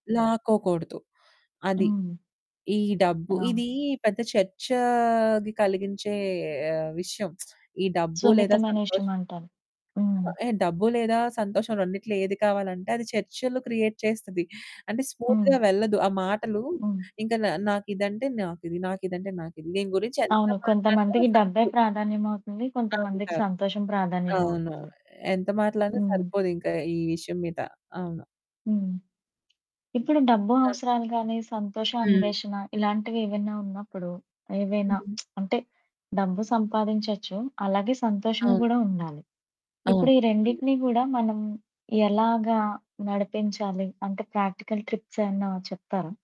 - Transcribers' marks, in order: lip smack; in English: "క్రియేట్"; in English: "స్మూత్‌గా"; distorted speech; other background noise; lip smack; in English: "ప్రాక్టికల్ ట్రిప్స్"
- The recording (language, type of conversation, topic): Telugu, podcast, డబ్బు లేదా సంతోషం—మీరు ఏదిని ఎంచుకుంటారు?